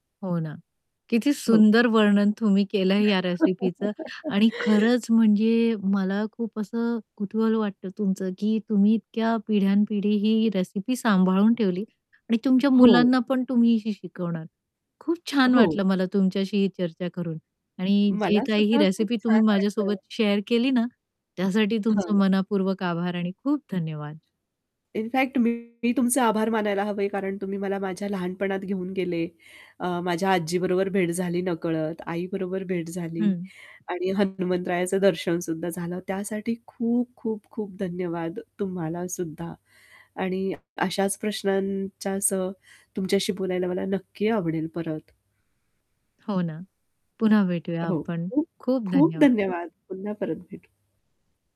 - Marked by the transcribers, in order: static; laugh; tapping; in English: "शेअर"; distorted speech; other background noise
- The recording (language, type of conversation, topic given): Marathi, podcast, स्वयंपाकात तुमच्यासाठी खास आठवण जपलेली कोणती रेसिपी आहे?